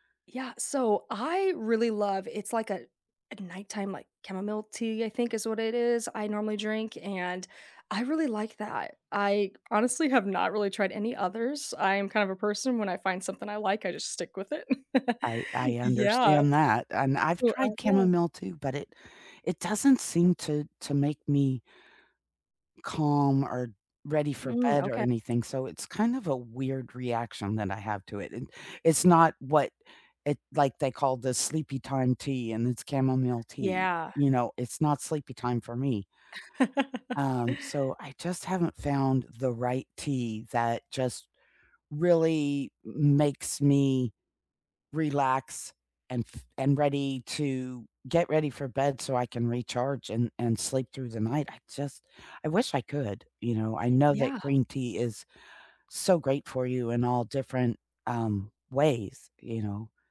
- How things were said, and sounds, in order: chuckle; chuckle
- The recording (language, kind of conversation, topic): English, unstructured, How do you like to recharge after a typical day, and how can others support that time?
- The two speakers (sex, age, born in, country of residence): female, 30-34, United States, United States; female, 55-59, United States, United States